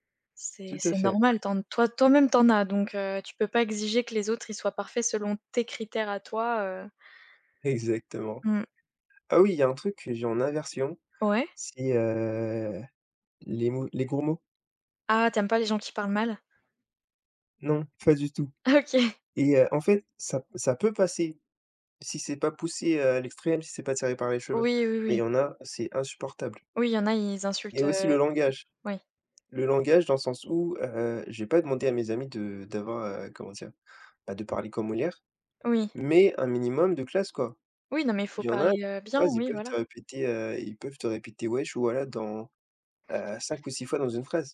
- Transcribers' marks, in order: drawn out: "heu"; tapping
- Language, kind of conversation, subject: French, unstructured, Quelle qualité apprécies-tu le plus chez tes amis ?